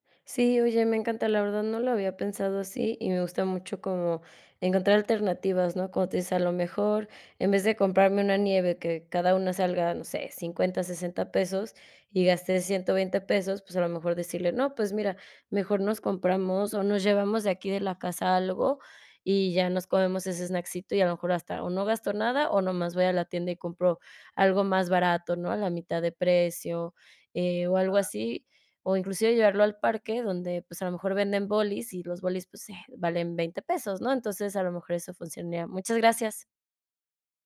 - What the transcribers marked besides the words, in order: none
- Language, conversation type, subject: Spanish, advice, ¿Cómo puedo cambiar mis hábitos de gasto para ahorrar más?